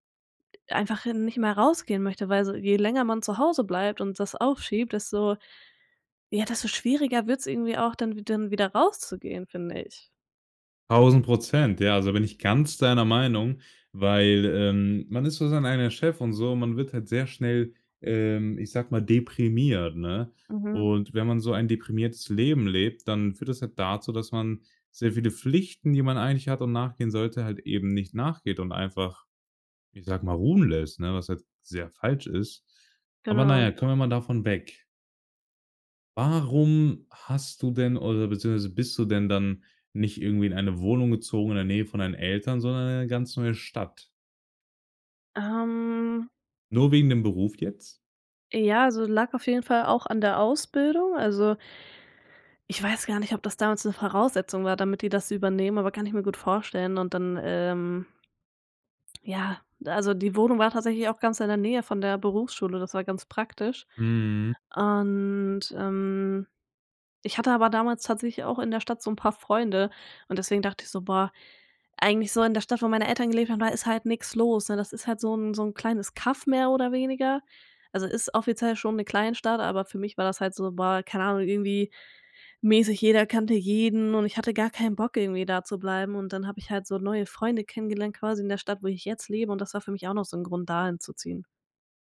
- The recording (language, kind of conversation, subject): German, podcast, Wie entscheidest du, ob du in deiner Stadt bleiben willst?
- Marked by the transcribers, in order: other background noise; stressed: "ganz"; drawn out: "Warum"; drawn out: "Ähm"; drawn out: "und, ähm"